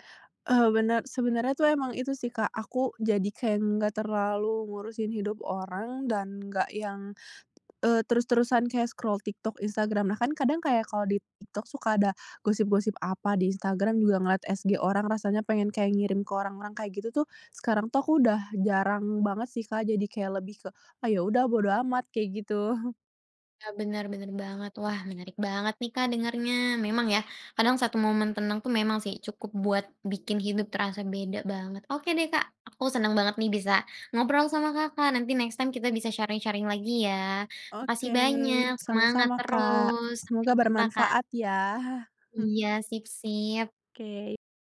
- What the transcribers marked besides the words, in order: other background noise; tapping; in English: "scroll"; chuckle; in English: "next time"; in English: "sharing-sharing"; chuckle
- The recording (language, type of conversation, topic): Indonesian, podcast, Bisakah kamu menceritakan momen tenang yang membuatmu merasa hidupmu berubah?